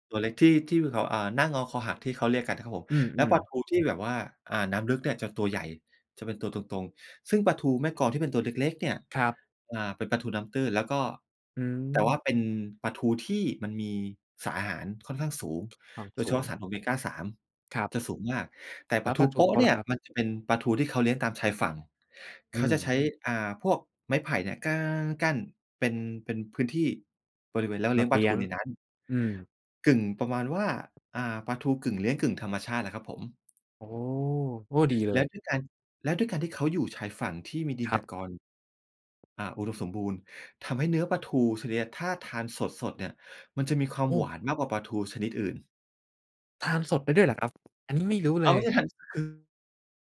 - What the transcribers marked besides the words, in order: other background noise
- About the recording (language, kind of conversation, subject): Thai, podcast, ถ้าพูดถึงการอนุรักษ์ทะเล เราควรเริ่มจากอะไร?